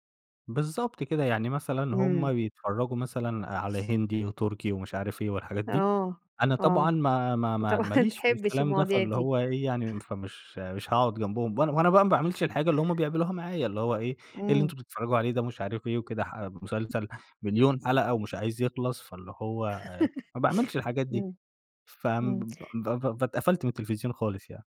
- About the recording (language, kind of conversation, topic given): Arabic, podcast, إيه اللي بيخلي مسلسل يسيب أثر طويل في نفوس الناس؟
- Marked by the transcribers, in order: chuckle; chuckle; other background noise; laugh